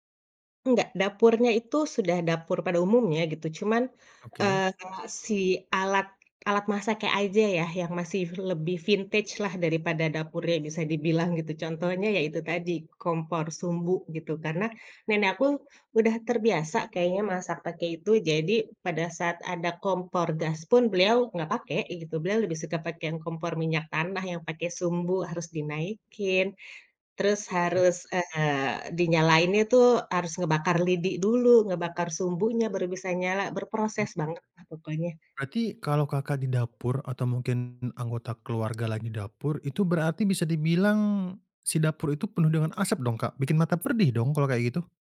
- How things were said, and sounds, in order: in English: "vintage"; "perih" said as "perdih"
- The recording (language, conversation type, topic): Indonesian, podcast, Ceritakan pengalaman memasak bersama nenek atau kakek dan apakah ada ritual yang berkesan?